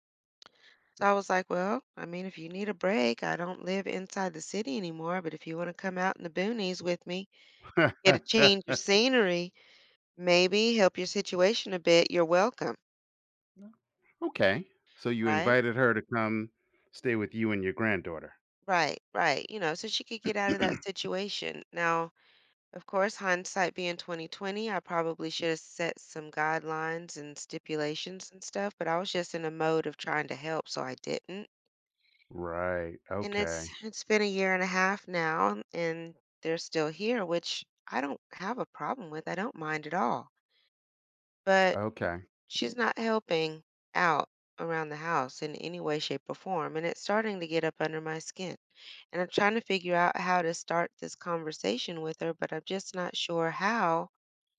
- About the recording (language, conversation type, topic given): English, advice, How can I stop a friend from taking advantage of my help?
- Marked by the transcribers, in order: tapping; chuckle; throat clearing; other background noise